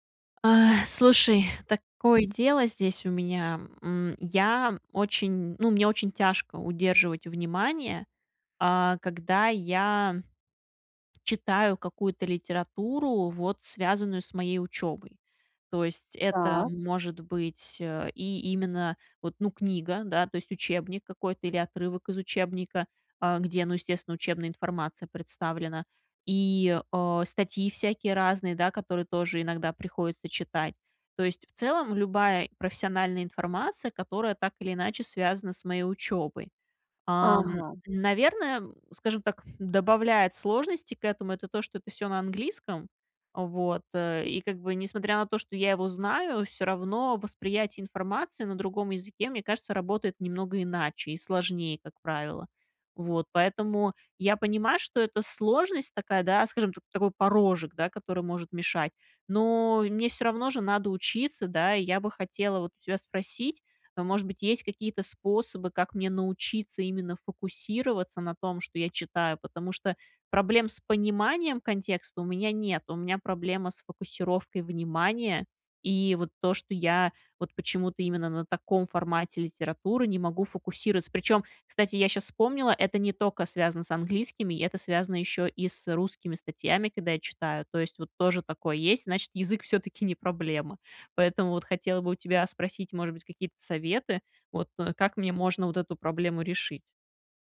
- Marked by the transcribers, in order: other noise; other background noise; drawn out: "Так"; tapping; stressed: "пониманием"
- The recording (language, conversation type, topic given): Russian, advice, Как снова научиться получать удовольствие от чтения, если трудно удерживать внимание?